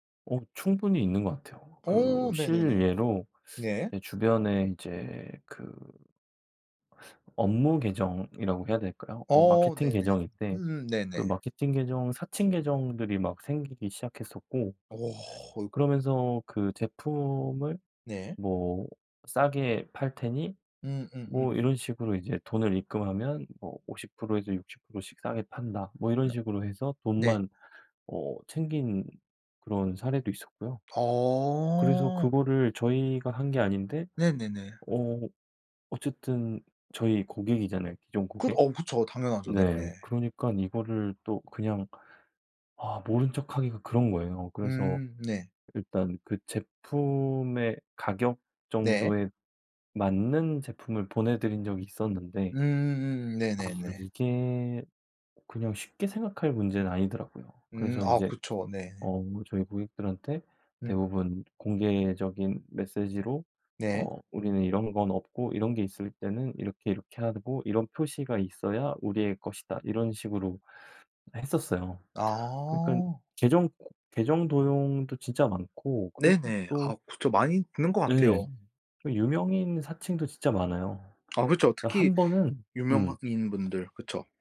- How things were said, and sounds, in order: other background noise; tapping
- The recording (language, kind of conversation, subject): Korean, podcast, SNS에서 대화할 때 주의해야 할 점은 무엇인가요?